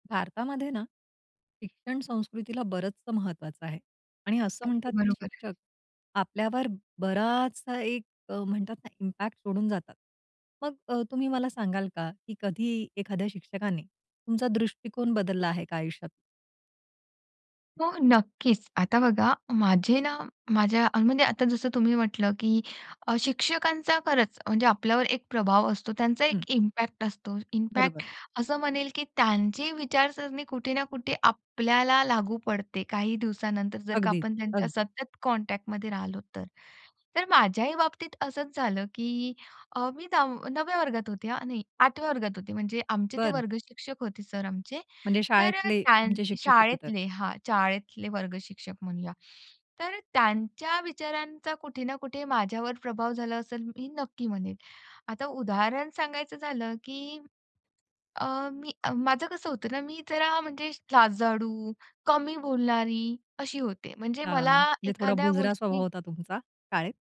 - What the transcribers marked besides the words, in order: drawn out: "बराचसा"; in English: "इम्पॅक्ट"; in English: "इम्पॅक्ट"; in English: "इम्पॅक्ट"; in English: "कॉन्टॅक्टमध्ये"
- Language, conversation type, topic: Marathi, podcast, कधी एखाद्या शिक्षकामुळे तुमचा दृष्टिकोन बदलला आहे का?